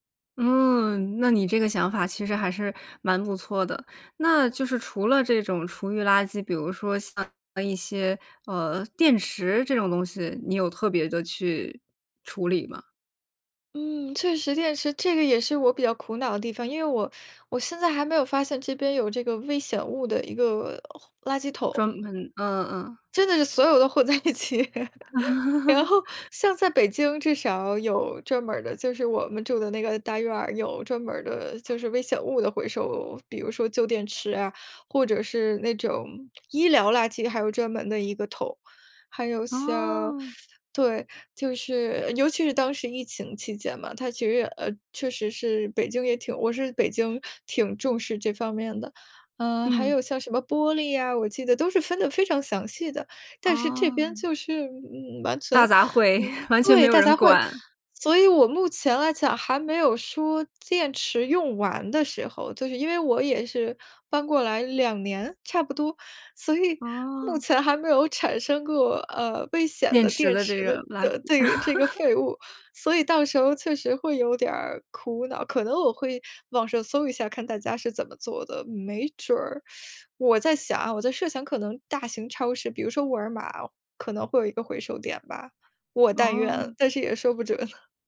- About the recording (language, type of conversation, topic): Chinese, podcast, 垃圾分类给你的日常生活带来了哪些变化？
- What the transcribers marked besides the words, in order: other background noise; laughing while speaking: "混在一起"; laugh; teeth sucking; chuckle; laugh; teeth sucking; chuckle